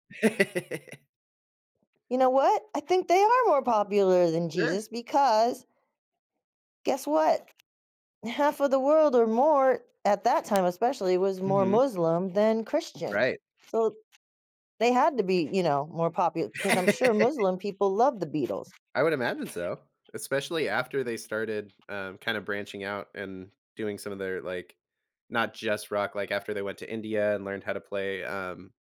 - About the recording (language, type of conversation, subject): English, unstructured, Do you enjoy listening to music more or playing an instrument?
- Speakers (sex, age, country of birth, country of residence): female, 60-64, United States, United States; male, 35-39, United States, United States
- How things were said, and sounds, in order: laugh; laugh; other background noise